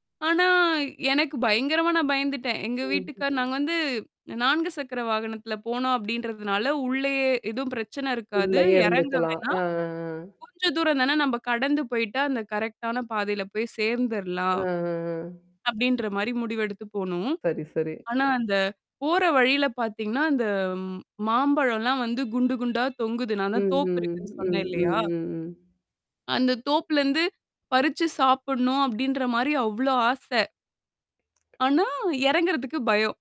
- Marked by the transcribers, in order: static; distorted speech; in English: "கரெக்ட்டான"
- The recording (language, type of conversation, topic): Tamil, podcast, பயணத்தின் போது நீங்கள் வழி தவறி போன அனுபவத்தைச் சொல்ல முடியுமா?